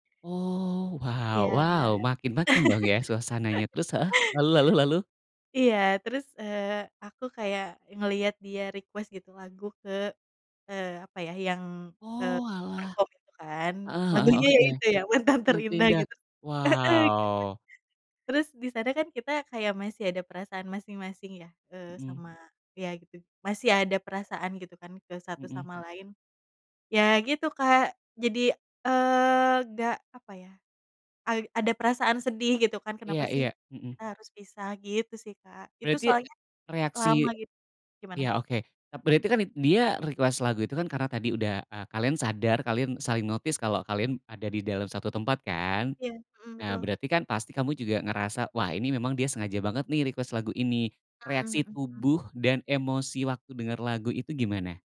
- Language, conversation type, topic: Indonesian, podcast, Bagaimana lagu bisa membantu kamu menjalani proses kehilangan?
- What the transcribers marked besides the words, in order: laugh; in English: "request"; in English: "perform"; laughing while speaking: "yang Mantan Terindah"; "Mantan" said as "nan"; other background noise; in English: "request"; in English: "notice"; in English: "request"